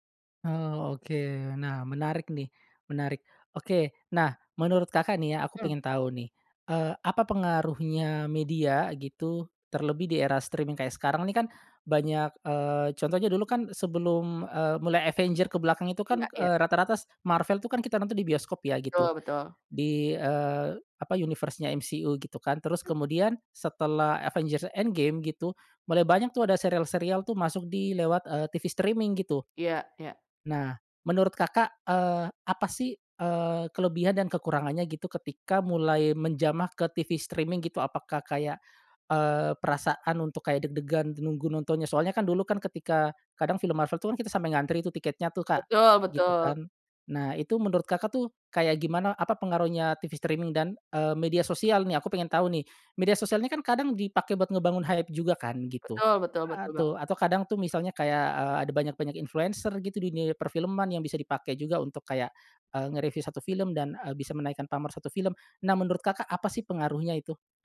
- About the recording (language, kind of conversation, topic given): Indonesian, podcast, Mengapa banyak acara televisi dibuat ulang atau dimulai ulang?
- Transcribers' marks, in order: in English: "streaming"; in English: "universe-nya"; other background noise; in English: "streaming"; in English: "streaming"; in English: "streaming"; in English: "hype"